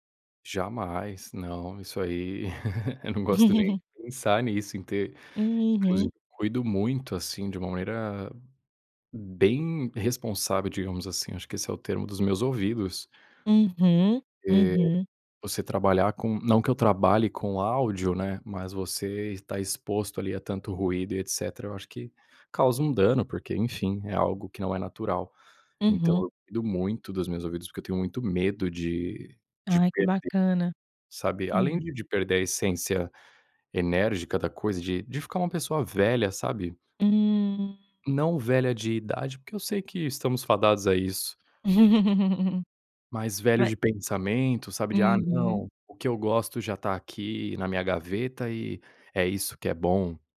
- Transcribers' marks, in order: giggle; laugh
- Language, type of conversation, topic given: Portuguese, podcast, Que banda ou estilo musical marcou a sua infância?